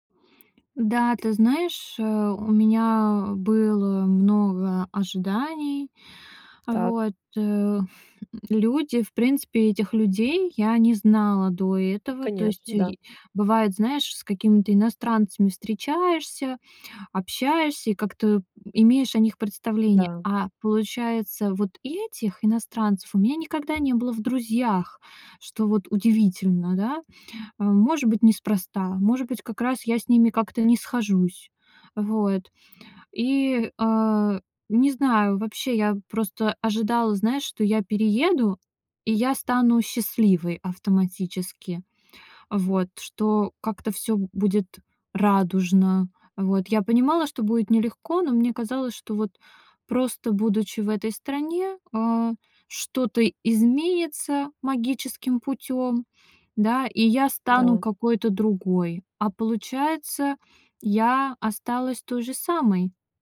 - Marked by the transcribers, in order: tapping
- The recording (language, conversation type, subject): Russian, advice, Как вы переживаете тоску по дому и близким после переезда в другой город или страну?